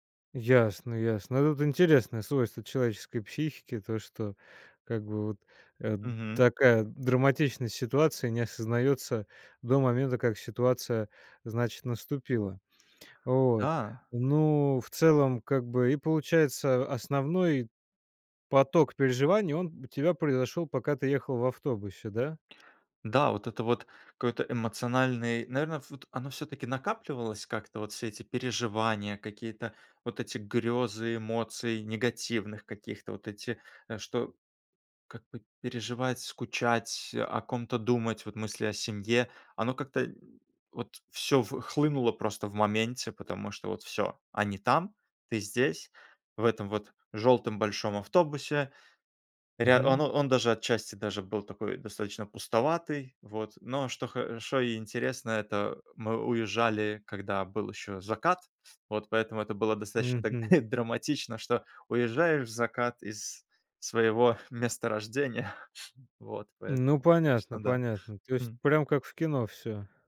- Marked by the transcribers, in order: "хорошо" said as "хоошо"; other background noise; chuckle; tapping; laughing while speaking: "месторождения"; sniff; sniff
- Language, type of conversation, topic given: Russian, podcast, О каком дне из своей жизни ты никогда не забудешь?